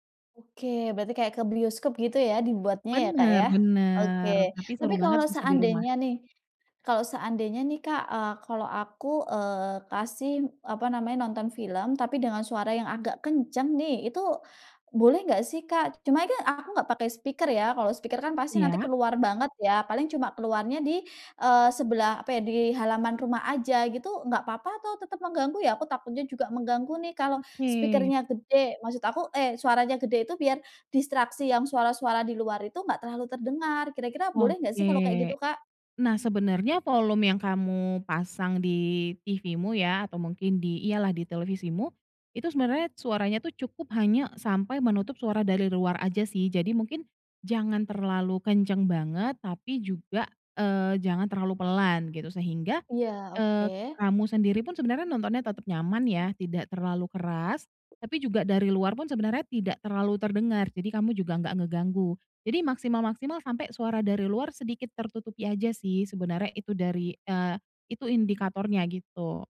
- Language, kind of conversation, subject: Indonesian, advice, Bagaimana caranya menciptakan suasana santai di rumah agar nyaman untuk menonton film dan bersantai?
- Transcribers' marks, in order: tapping